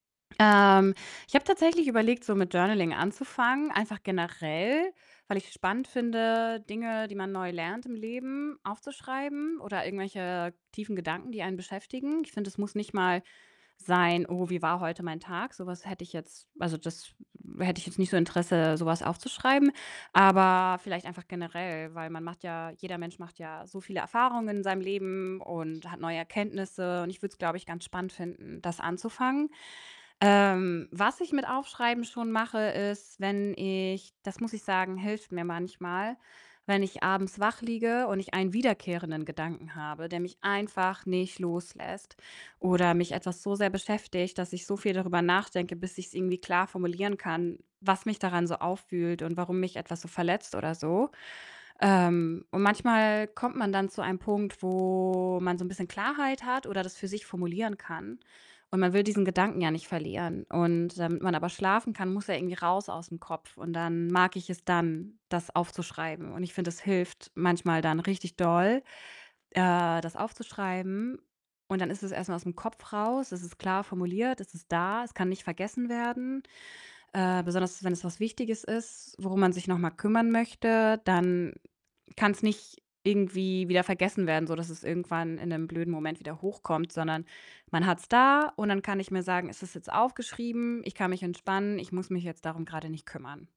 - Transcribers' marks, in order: distorted speech; other background noise; stressed: "einfach nicht loslässt"; drawn out: "wo"; tapping
- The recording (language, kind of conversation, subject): German, advice, Was kann ich tun, wenn ich nachts immer wieder grübele und dadurch nicht zur Ruhe komme?